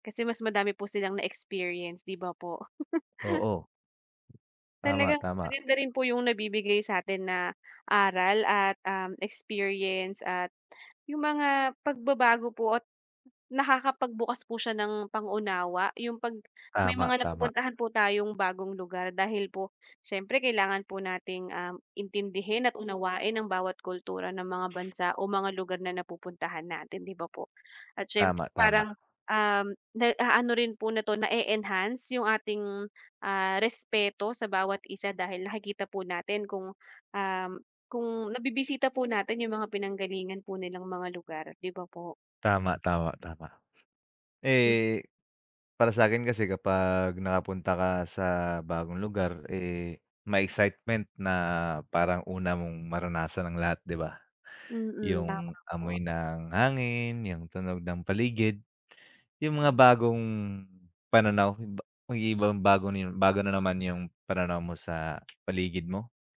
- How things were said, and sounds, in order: chuckle; tapping
- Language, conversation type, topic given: Filipino, unstructured, Mas gusto mo bang laging may bagong pagkaing matitikman o laging may bagong lugar na mapupuntahan?